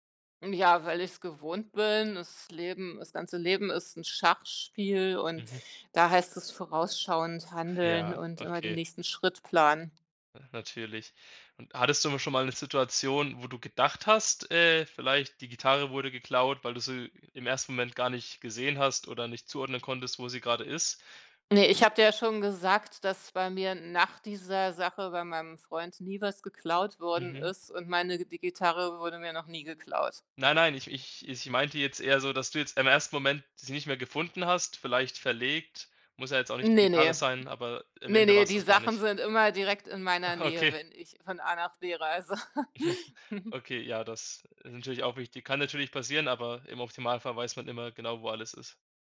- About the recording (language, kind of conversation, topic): German, podcast, Hast du schon einmal Erfahrungen mit Diebstahl oder Taschendiebstahl gemacht?
- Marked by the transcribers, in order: other background noise; chuckle